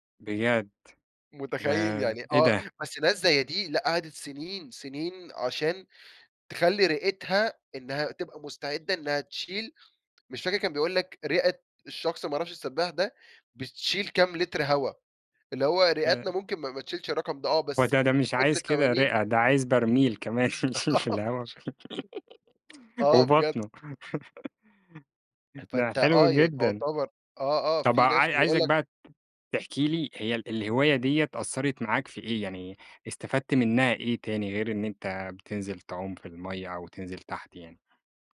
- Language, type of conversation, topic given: Arabic, podcast, إيه اللي خلّاك تحب الهواية دي من الأول؟
- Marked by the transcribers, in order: tapping; laughing while speaking: "آه"; laugh; chuckle